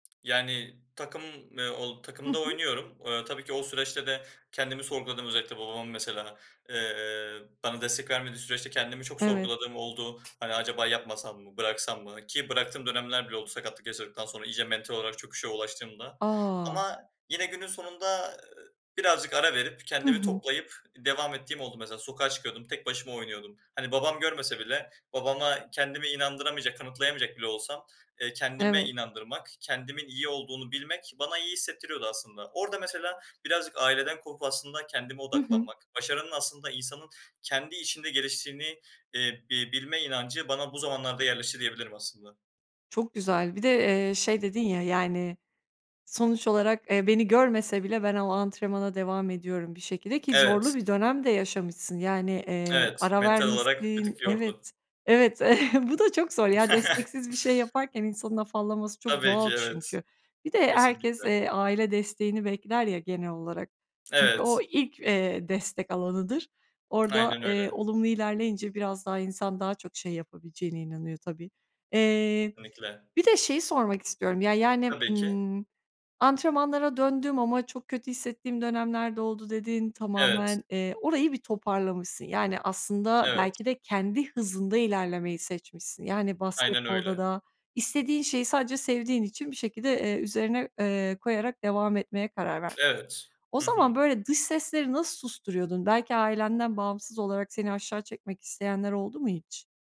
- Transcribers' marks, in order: tapping; other background noise; laugh
- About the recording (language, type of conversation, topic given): Turkish, podcast, Toplumun başarı tanımı seni etkiliyor mu?